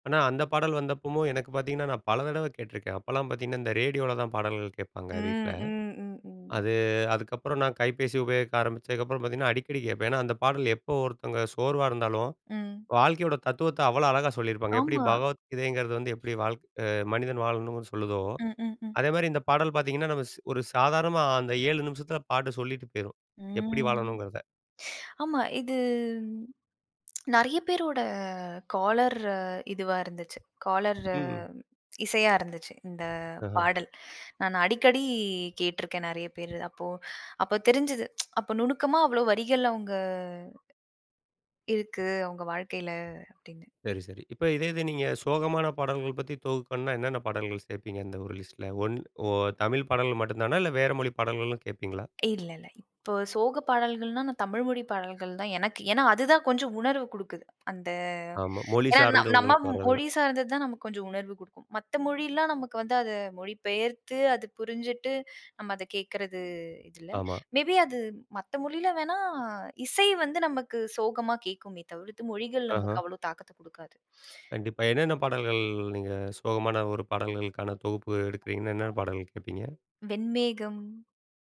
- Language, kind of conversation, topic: Tamil, podcast, பாடல் பட்டியல் மூலம் ஒரு நினைவைப் பகிர்ந்துகொண்ட உங்கள் அனுபவத்தைச் சொல்ல முடியுமா?
- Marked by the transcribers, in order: drawn out: "ம்"; shush; tongue click; in English: "காலர்"; in English: "காலர்"; tsk; in English: "லிஸ்ட்ல? ஒன்"; in English: "மே பி"; sniff; other noise